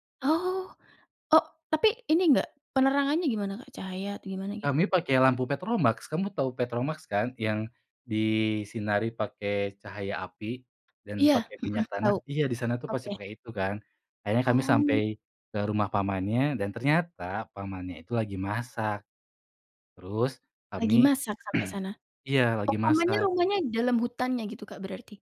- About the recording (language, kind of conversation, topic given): Indonesian, podcast, Pernahkah kamu mencoba makanan ekstrem saat bepergian, dan bagaimana pengalamanmu?
- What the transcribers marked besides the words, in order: tapping; throat clearing